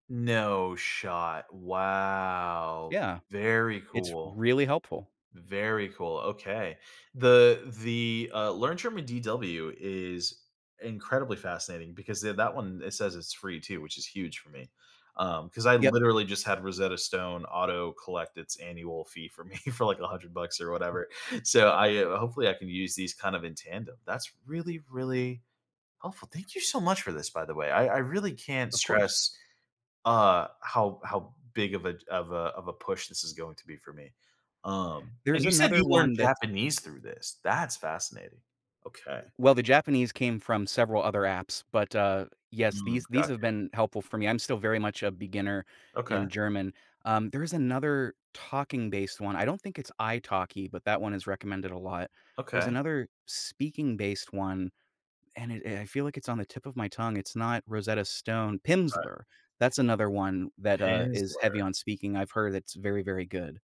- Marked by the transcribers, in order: drawn out: "Wow"; laughing while speaking: "me"; chuckle; tapping
- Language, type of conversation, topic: English, advice, How do I discover what truly brings me fulfillment?
- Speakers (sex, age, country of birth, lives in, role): male, 30-34, United States, United States, user; male, 35-39, United States, United States, advisor